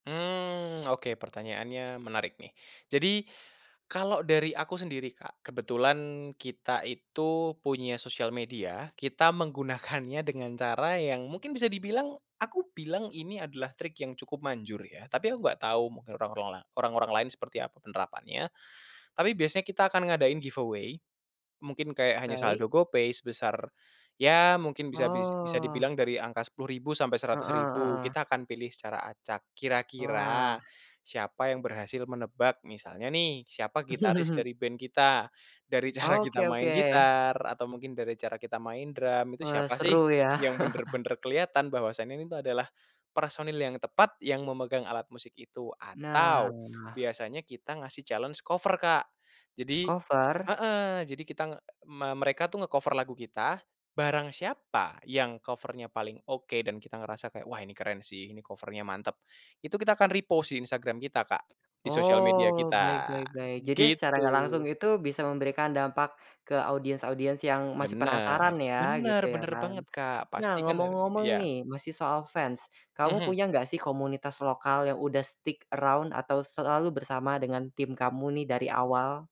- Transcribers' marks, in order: inhale; in English: "giveaway"; drawn out: "Oh"; laugh; drawn out: "Nah"; in English: "challenge cover"; in English: "repost"; in English: "audiens-audiens"; unintelligible speech; in English: "fans"; in English: "stick around"
- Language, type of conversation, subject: Indonesian, podcast, Bagaimana media sosial dan influencer membentuk selera musik orang?